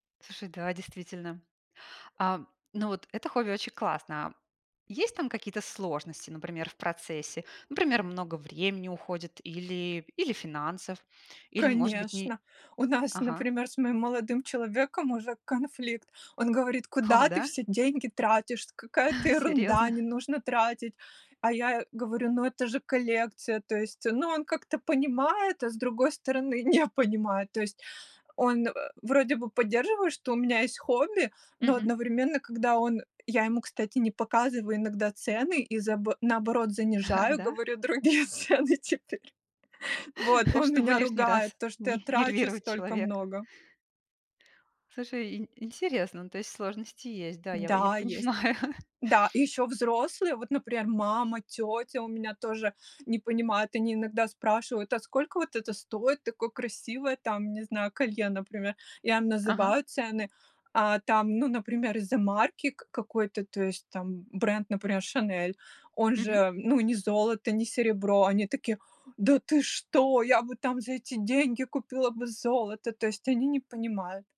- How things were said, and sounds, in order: surprised: "Серьезно?"; laughing while speaking: "Серьезно?"; laughing while speaking: "не понимает"; laughing while speaking: "А, да?"; laughing while speaking: "другие цены"; chuckle; tapping; laughing while speaking: "понимаю"
- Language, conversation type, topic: Russian, podcast, Какое у вас любимое хобби и как и почему вы им увлеклись?